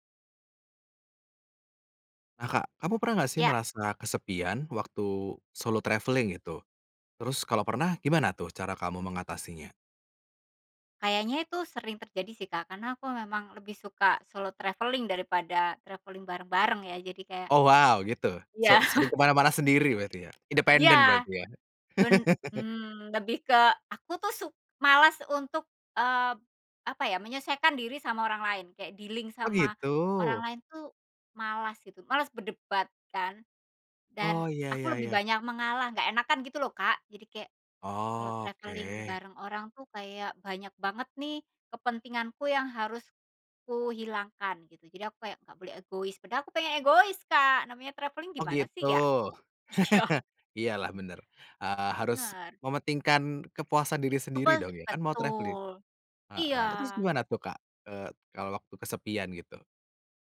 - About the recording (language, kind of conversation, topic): Indonesian, podcast, Pernahkah kamu merasa kesepian saat bepergian sendirian, dan bagaimana kamu mengatasinya?
- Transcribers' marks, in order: in English: "solo travelling"; in English: "solo travelling"; in English: "travelling"; chuckle; laugh; in English: "dealing"; in English: "travelling"; in English: "travelling"; chuckle; laughing while speaking: "Syok"; in English: "traveling?"